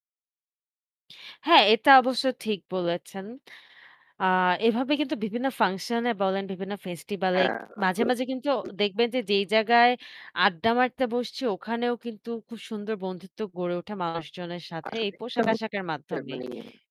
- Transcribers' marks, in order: static; distorted speech; unintelligible speech
- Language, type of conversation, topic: Bengali, unstructured, তোমার কি মনে হয়, তোমার পোশাক বা পোশাকের ধরন তোমার পরিচয়ের একটি অংশ?